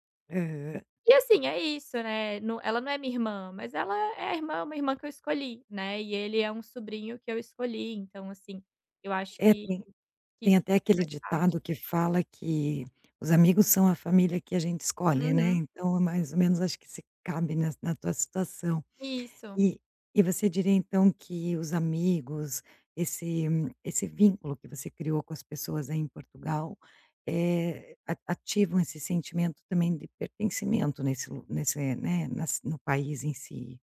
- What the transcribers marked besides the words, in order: none
- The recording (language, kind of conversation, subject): Portuguese, podcast, Você sente que seu pertencimento está dividido entre dois lugares?